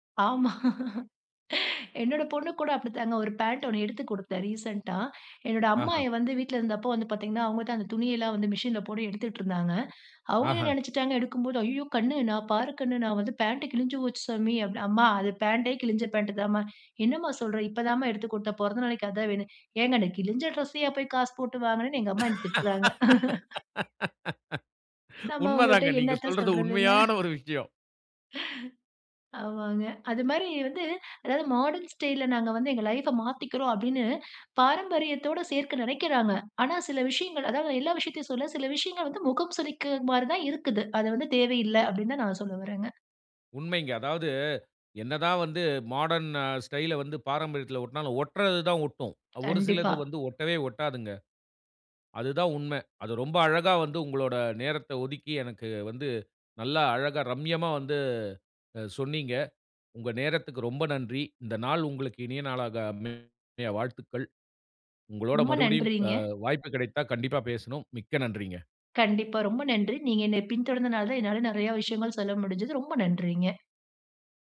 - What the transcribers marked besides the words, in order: laughing while speaking: "ஆமா"; in English: "ரீசென்ட்டா"; laugh; laughing while speaking: "உண்மை தான். நீங்க சொல்றது உண்மையான ஒரு விஷயம்"; laughing while speaking: "திட்டுறாங்க"; laughing while speaking: "நம்ப அவுங்கக்கிட்ட என்னத்த சொல்றதுங்க. ஆமாங்க"; in English: "மாடர்ன் ஸ்டைல்ல"; in English: "மாடர்ன் ஸ்டைல"; other background noise
- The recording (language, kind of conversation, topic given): Tamil, podcast, மாடர்ன் ஸ்டைல் அம்சங்களை உங்கள் பாரம்பரியத்தோடு சேர்க்கும்போது அது எப்படிச் செயல்படுகிறது?